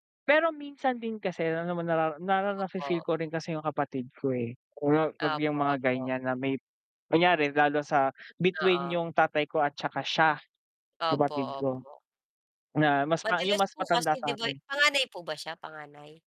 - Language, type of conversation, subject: Filipino, unstructured, Paano mo pinapatibay ang relasyon mo sa pamilya?
- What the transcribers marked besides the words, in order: static